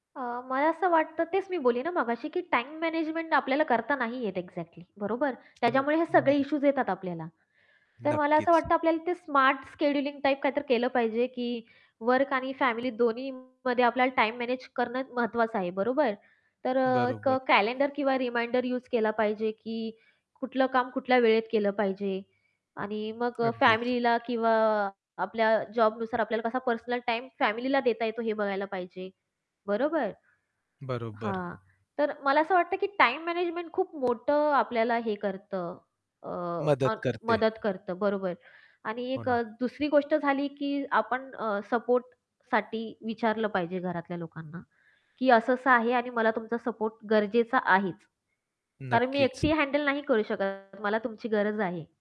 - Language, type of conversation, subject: Marathi, podcast, कुटुंब आणि करिअरमध्ये समतोल कसा साधता?
- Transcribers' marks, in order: static; other background noise; in English: "एक्झॅक्टली"; tapping; in English: "स्मार्ट शेड्यूलिंग"; distorted speech; in English: "रिमाइंडर"